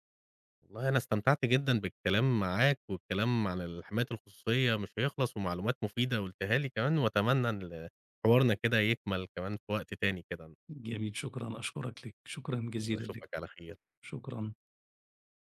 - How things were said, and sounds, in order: none
- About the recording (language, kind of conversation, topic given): Arabic, podcast, إيه نصايحك عشان أحمي خصوصيتي على السوشال ميديا؟